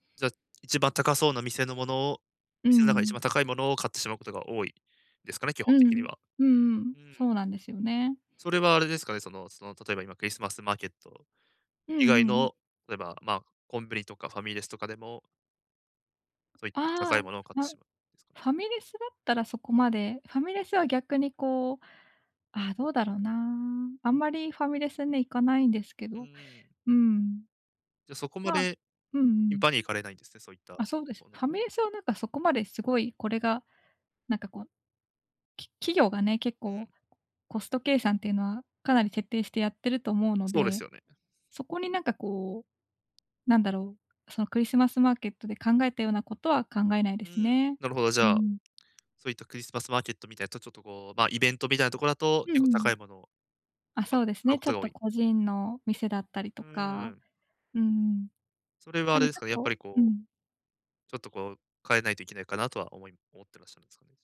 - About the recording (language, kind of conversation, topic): Japanese, advice, 外食のとき、健康に良い選び方はありますか？
- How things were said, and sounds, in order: tapping